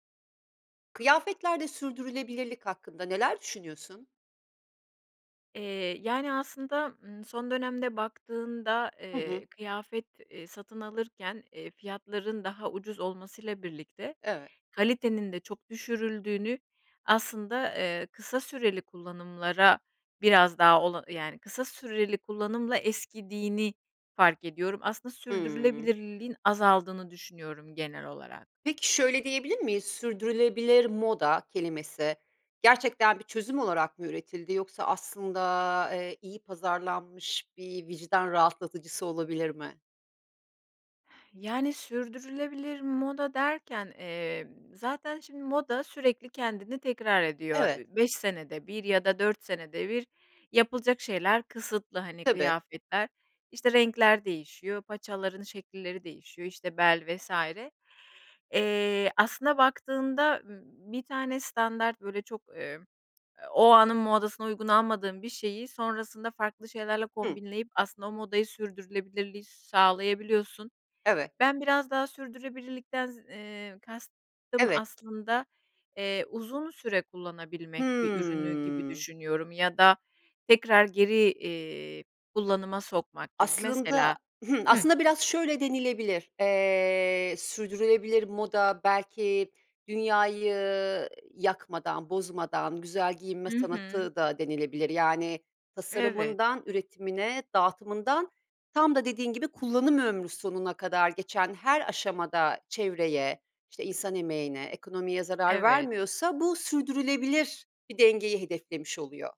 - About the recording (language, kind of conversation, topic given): Turkish, podcast, Sürdürülebilir moda hakkında ne düşünüyorsun?
- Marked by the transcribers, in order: exhale; drawn out: "Hı"